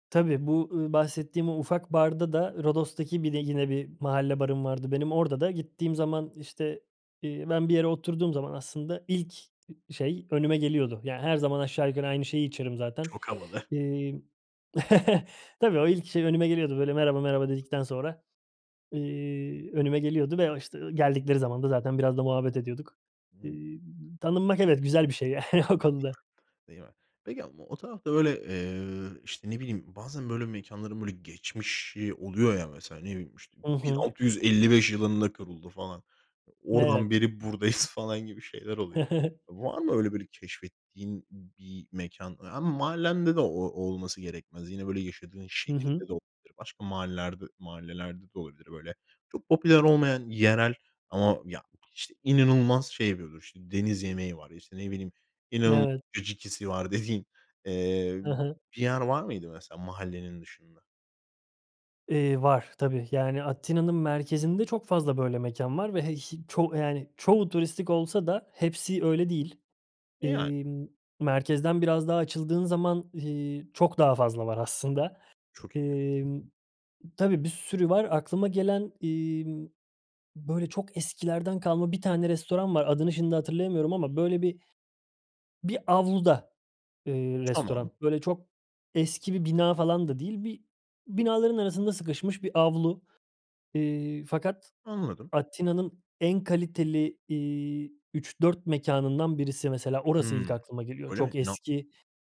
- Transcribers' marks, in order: chuckle; chuckle; laughing while speaking: "ya o konuda"; chuckle; in Greek: "caciki'si"
- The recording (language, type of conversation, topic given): Turkish, podcast, Mahallende keşfettiğin gizli bir mekân var mı; varsa anlatır mısın?